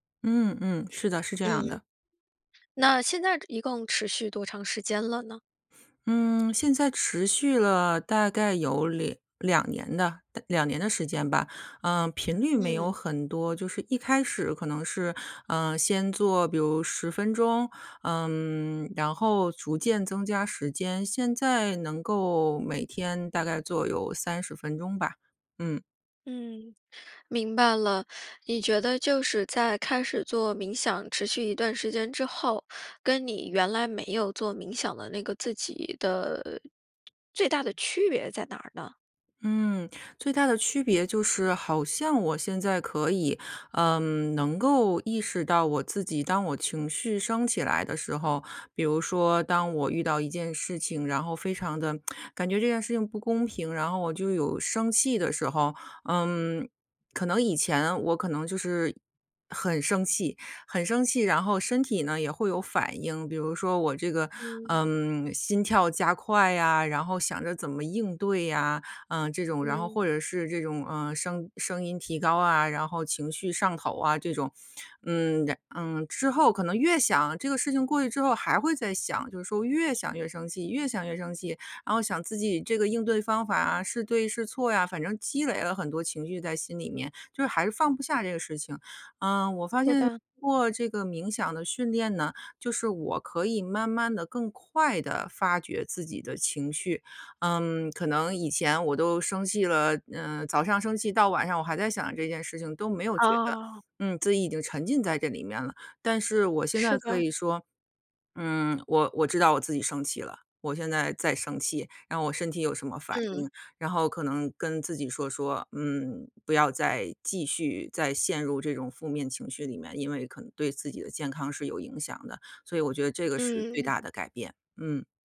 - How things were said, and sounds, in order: other background noise; lip smack
- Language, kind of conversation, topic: Chinese, podcast, 哪一种爱好对你的心理状态帮助最大？